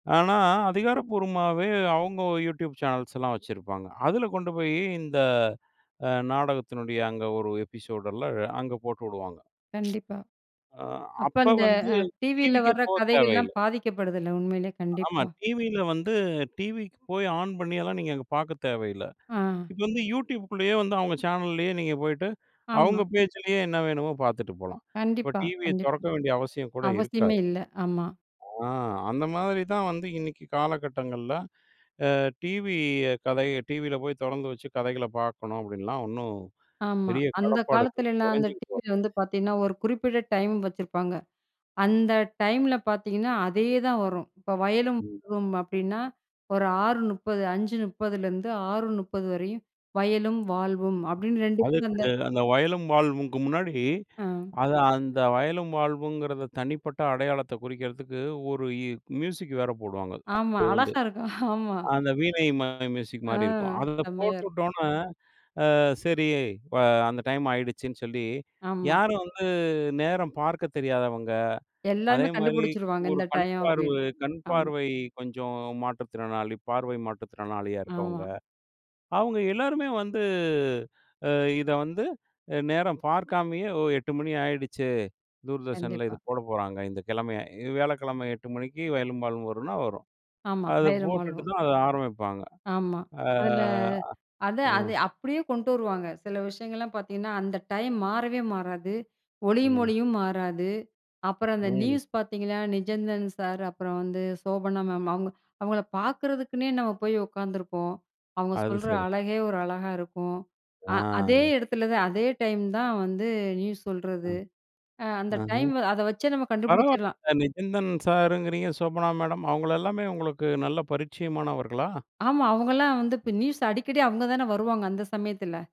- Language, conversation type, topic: Tamil, podcast, சமூக ஊடகப் பாதிப்பு தொலைக்காட்சி தொடர்களின் கதையமைப்பை எவ்வாறு மாற்றுகிறது?
- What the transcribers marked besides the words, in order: in English: "எபிசோடு"; tsk; snort